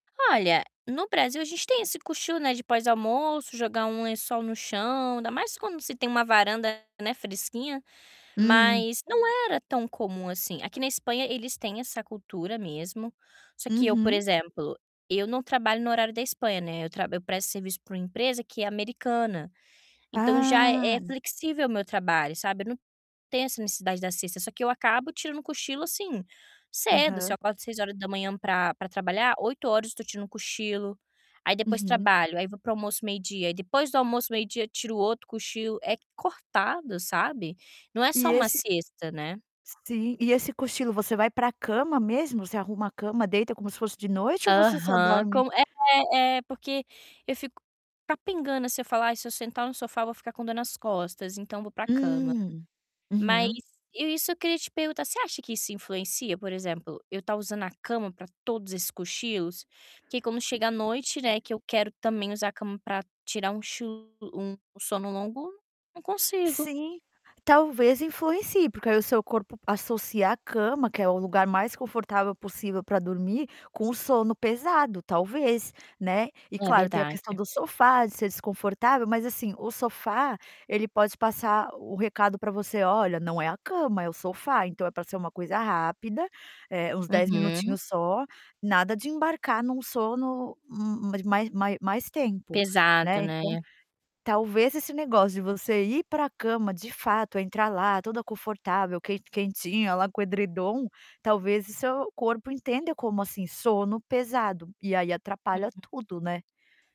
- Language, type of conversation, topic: Portuguese, advice, Como posso ajustar cochilos longos e frequentes para não atrapalhar o sono à noite?
- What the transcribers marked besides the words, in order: distorted speech; drawn out: "Ah!"; in Spanish: "siesta"; in Spanish: "siesta"; static; other background noise; tapping